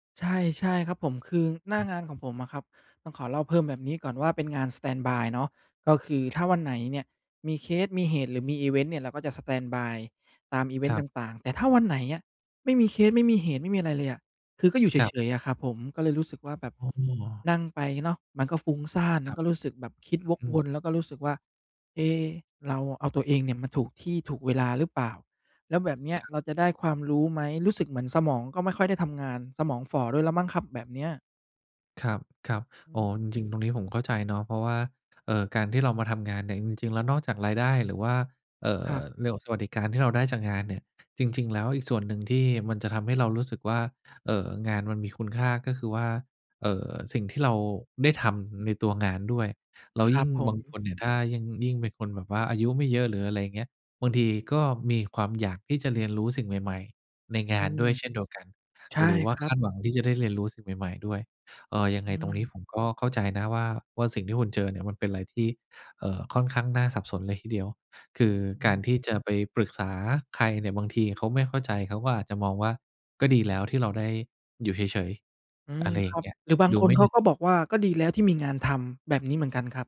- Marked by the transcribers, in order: tapping; other background noise
- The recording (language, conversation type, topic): Thai, advice, ทำไมฉันถึงรู้สึกว่างานปัจจุบันไร้ความหมายและไม่มีแรงจูงใจ?
- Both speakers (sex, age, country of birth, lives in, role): male, 30-34, Thailand, Thailand, user; male, 50-54, Thailand, Thailand, advisor